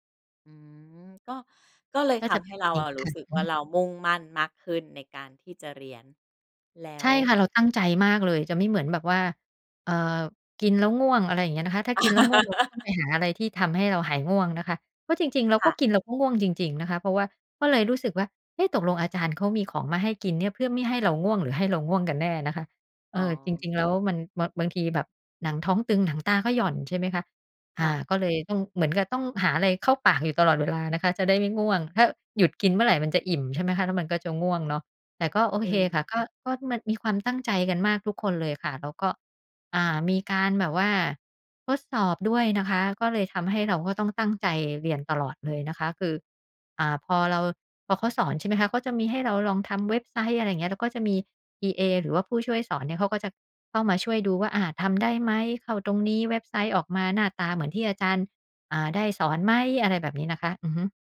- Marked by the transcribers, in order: unintelligible speech; laugh
- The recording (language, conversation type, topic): Thai, podcast, เล่าเรื่องวันที่การเรียนทำให้คุณตื่นเต้นที่สุดได้ไหม?